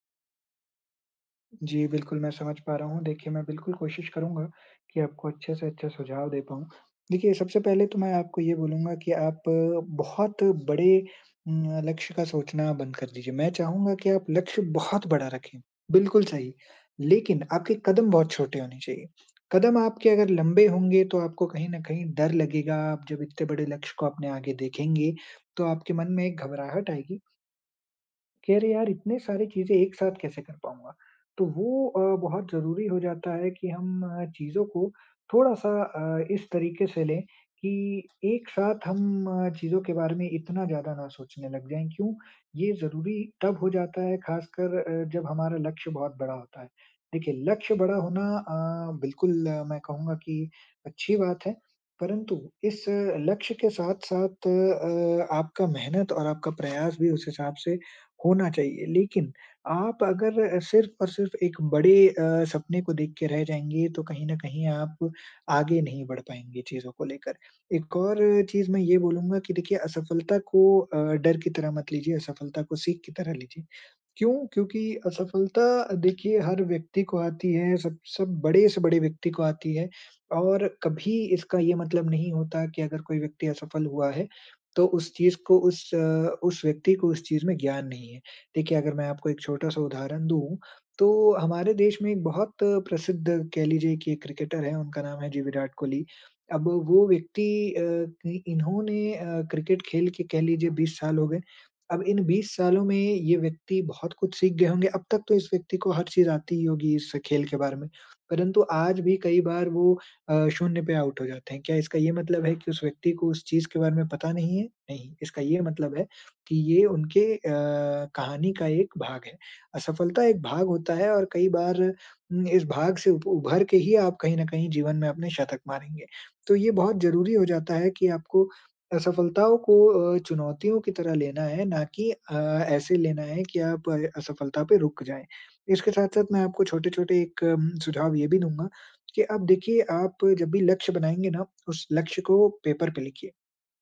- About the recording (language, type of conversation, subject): Hindi, advice, जब आपका लक्ष्य बहुत बड़ा लग रहा हो और असफल होने का डर हो, तो आप क्या करें?
- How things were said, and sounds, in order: none